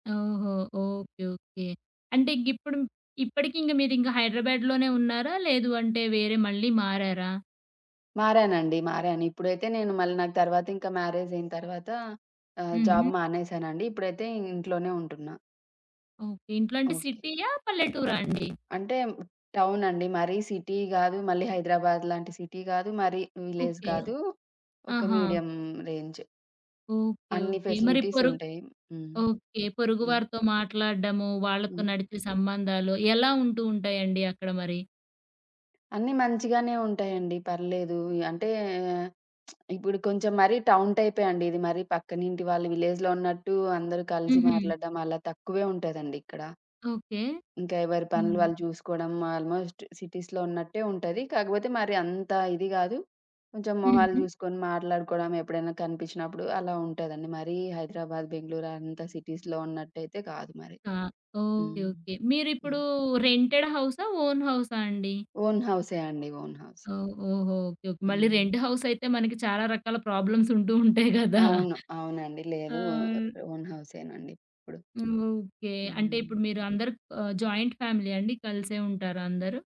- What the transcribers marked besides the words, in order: in English: "జాబ్"; other background noise; in English: "సిటీ"; in English: "సిటీ"; in English: "విలేజ్"; in English: "మీడియం"; lip smack; in English: "టౌన్"; in English: "విలేజ్‌లో"; in English: "ఆల్‌మోస్ట్ సిటీస్‌లో"; in English: "సిటీస్‌లో"; in English: "రెంటెడ్"; in English: "ఓన్"; in English: "ఓన్"; in English: "ఔన్ హౌస్"; in English: "రెంట్ హౌస్"; in English: "ప్రాబ్లమ్స్"; laughing while speaking: "ఉంటూ ఉంటాయి గదా!"; in English: "ఓ ఓన్"; tapping; in English: "జాయింట్"
- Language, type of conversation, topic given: Telugu, podcast, కొత్త ఊరికి వెళ్లిన తర్వాత మీ జీవితం ఎలా మారిందో చెప్పగలరా?